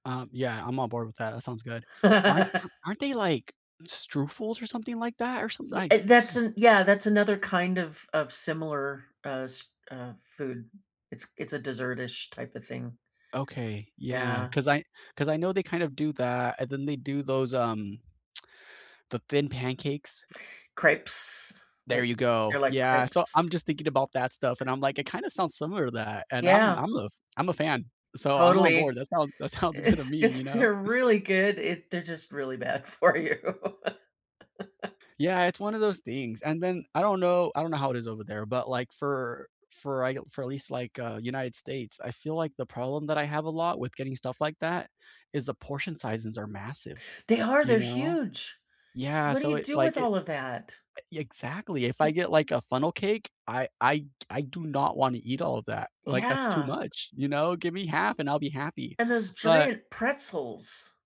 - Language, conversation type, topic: English, unstructured, What is the most unforgettable street food you discovered while traveling, and what made it special?
- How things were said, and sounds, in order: laugh; tapping; other background noise; laughing while speaking: "It's it's they're"; laughing while speaking: "that sounds good"; laughing while speaking: "for you"; laugh